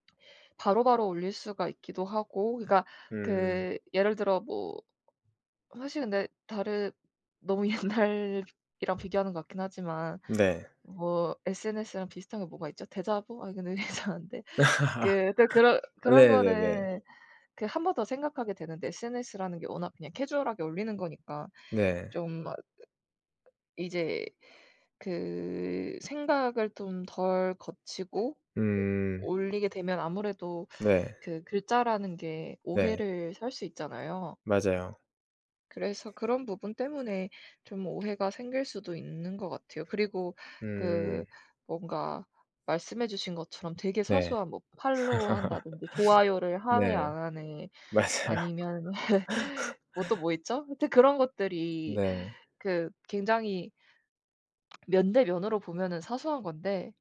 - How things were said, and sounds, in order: laughing while speaking: "옛날이랑"; laugh; laughing while speaking: "이상한데"; tapping; other background noise; laugh; laughing while speaking: "맞아요"; laugh
- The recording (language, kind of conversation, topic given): Korean, unstructured, SNS가 우리 사회에 어떤 영향을 미친다고 생각하시나요?